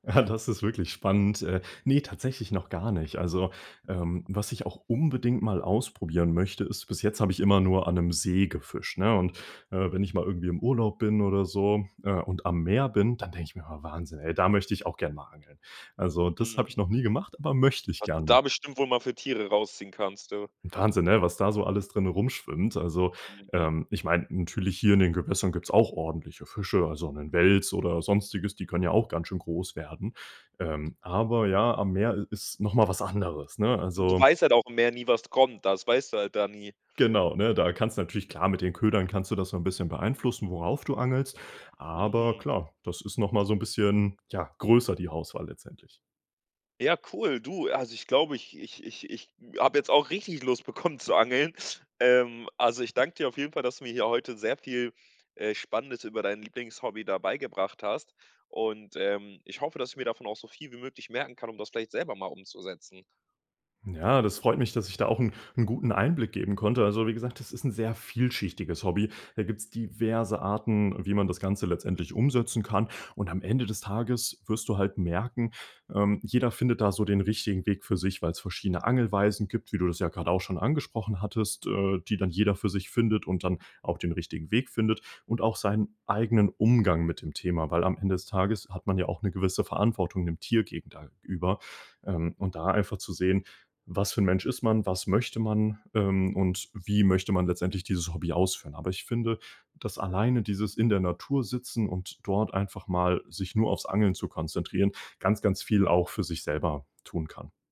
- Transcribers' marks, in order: chuckle
- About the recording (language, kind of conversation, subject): German, podcast, Was ist dein liebstes Hobby?